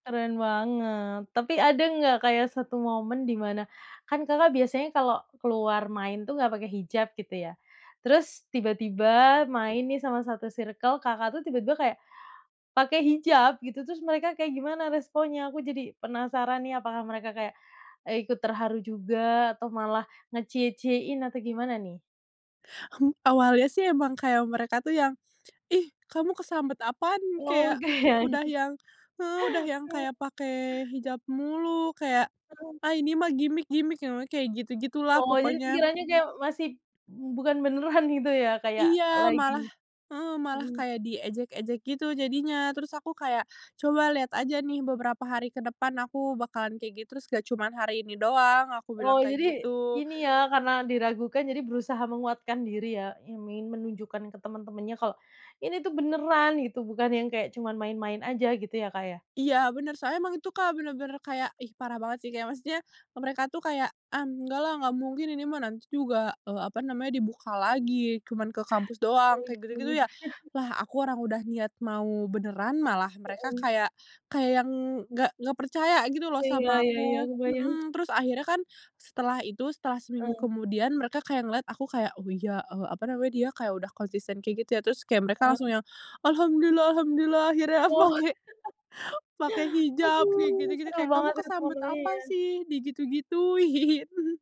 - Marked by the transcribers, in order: tapping; in English: "circle"; laughing while speaking: "Oke"; chuckle; chuckle; chuckle; laughing while speaking: "akhirnya pake"; chuckle; laughing while speaking: "Digitu-gituin"; chuckle
- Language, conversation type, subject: Indonesian, podcast, Bagaimana gayamu berubah sejak masa sekolah?